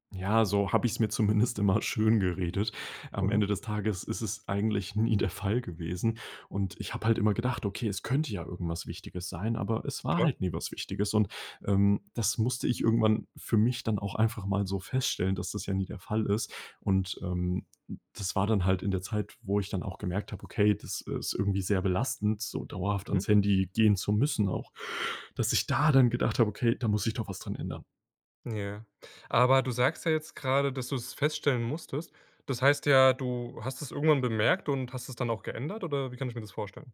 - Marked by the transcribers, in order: laughing while speaking: "nie"
- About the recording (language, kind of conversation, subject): German, podcast, Wie gehst du mit ständigen Benachrichtigungen um?
- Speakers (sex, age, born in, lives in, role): male, 20-24, Germany, Germany, guest; male, 20-24, Germany, Germany, host